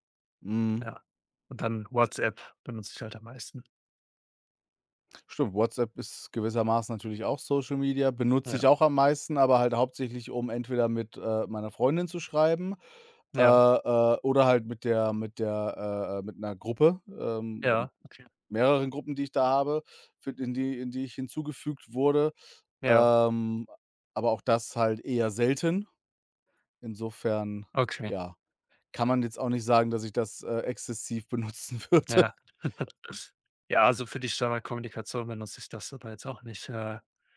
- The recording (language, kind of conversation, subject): German, unstructured, Wie beeinflussen soziale Medien unsere Wahrnehmung von Nachrichten?
- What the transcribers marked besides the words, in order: laughing while speaking: "benutzen würde"; chuckle